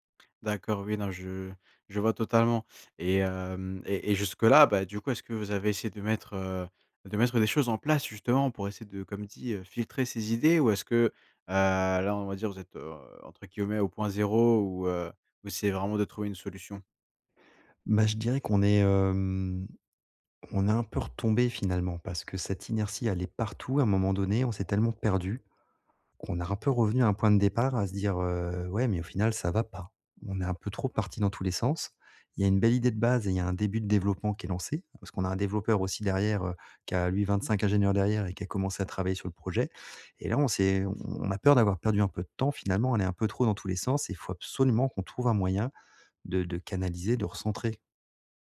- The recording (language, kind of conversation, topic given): French, advice, Comment puis-je filtrer et prioriser les idées qui m’inspirent le plus ?
- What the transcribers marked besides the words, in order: drawn out: "hem"; other background noise; stressed: "absolument"